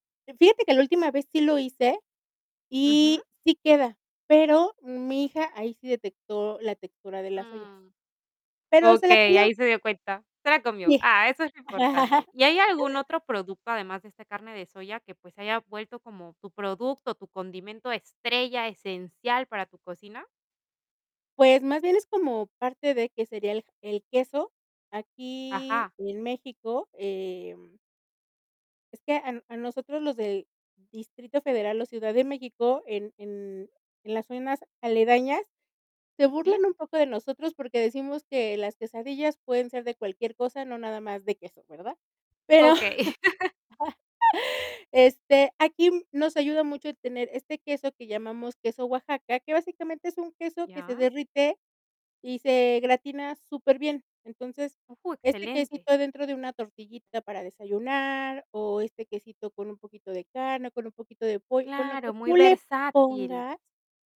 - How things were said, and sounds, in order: laugh; laugh
- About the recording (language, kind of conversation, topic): Spanish, podcast, ¿Cómo aprendiste a cocinar con poco presupuesto?